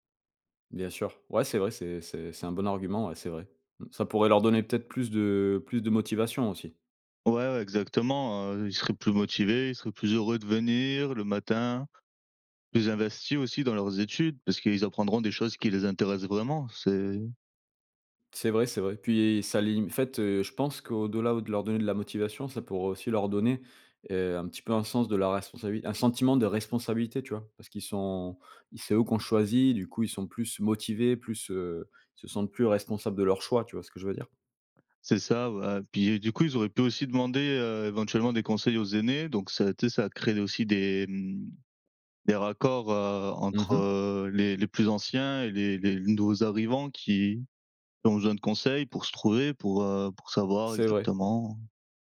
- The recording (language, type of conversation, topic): French, unstructured, Faut-il donner plus de liberté aux élèves dans leurs choix d’études ?
- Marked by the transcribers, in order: tapping